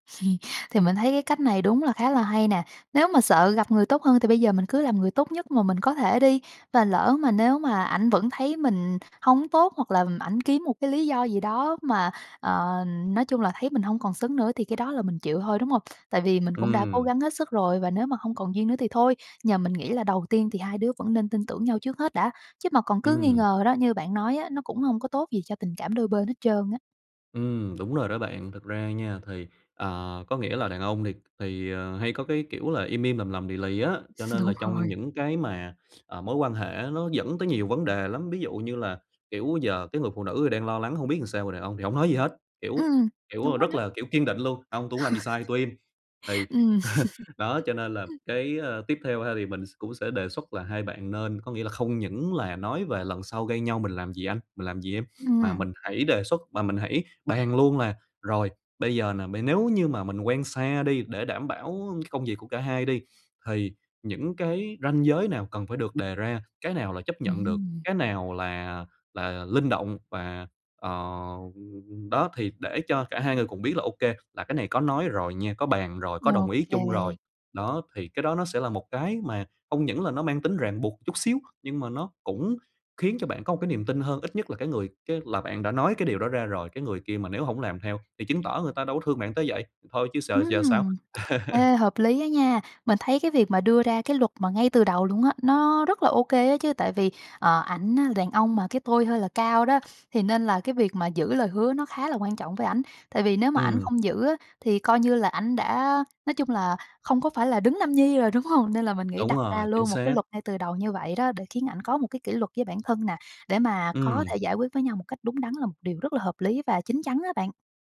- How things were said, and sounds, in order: chuckle; other background noise; tapping; laughing while speaking: "Đúng rồi"; laugh; laugh; drawn out: "ờ"; chuckle; laughing while speaking: "đúng hông?"
- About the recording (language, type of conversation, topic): Vietnamese, advice, Bạn và bạn đời nên thảo luận và ra quyết định thế nào về việc chuyển đi hay quay lại để tránh tranh cãi?